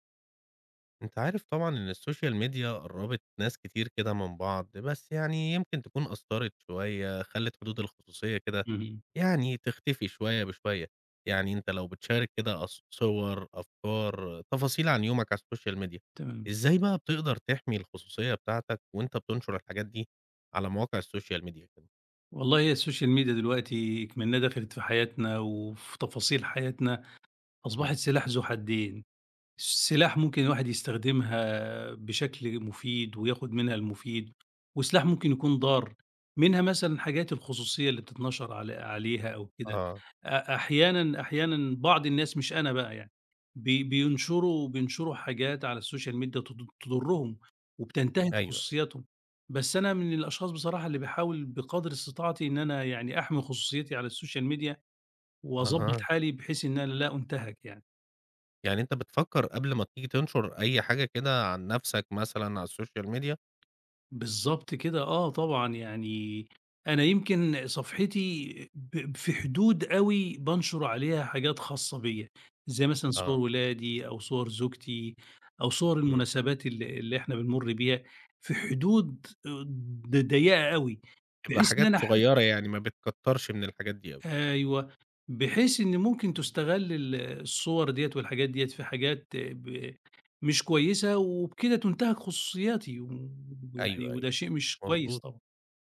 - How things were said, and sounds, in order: in English: "الSocial Media"; in English: "الSocial Media"; in English: "الSocial Media"; in English: "الSocial Media"; in English: "الSocial Media"; other background noise; in English: "الSocial Media"; in English: "الSocial Media؟"
- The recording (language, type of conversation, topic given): Arabic, podcast, إيه نصايحك عشان أحمي خصوصيتي على السوشال ميديا؟
- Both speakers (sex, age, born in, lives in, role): male, 35-39, Egypt, Egypt, host; male, 50-54, Egypt, Egypt, guest